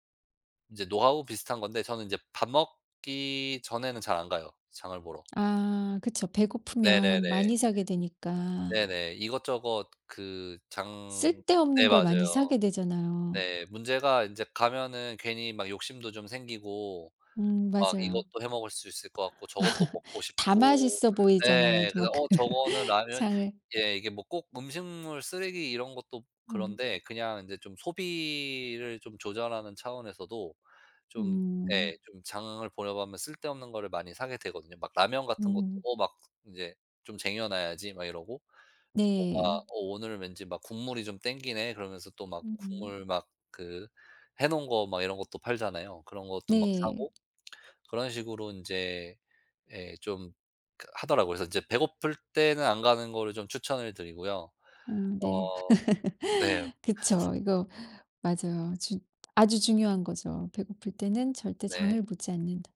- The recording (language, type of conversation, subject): Korean, podcast, 음식물 쓰레기를 줄이기 위해 어떻게 하면 좋을까요?
- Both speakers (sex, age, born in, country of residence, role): female, 50-54, South Korea, United States, host; male, 35-39, United States, United States, guest
- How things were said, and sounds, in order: tapping; other background noise; laugh; laughing while speaking: "그"; laugh; laugh